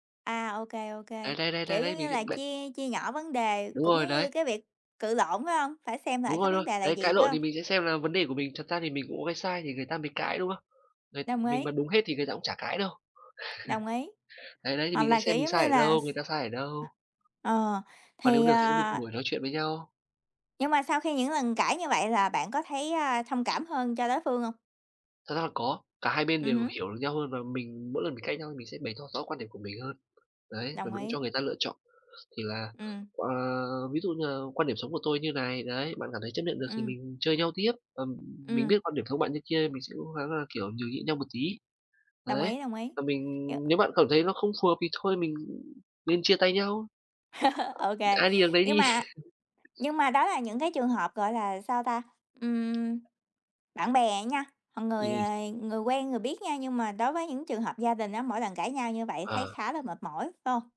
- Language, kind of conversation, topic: Vietnamese, unstructured, Bạn có bao giờ cảm thấy ghét ai đó sau một cuộc cãi vã không?
- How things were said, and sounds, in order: tapping; chuckle; other noise; other background noise; laugh; laugh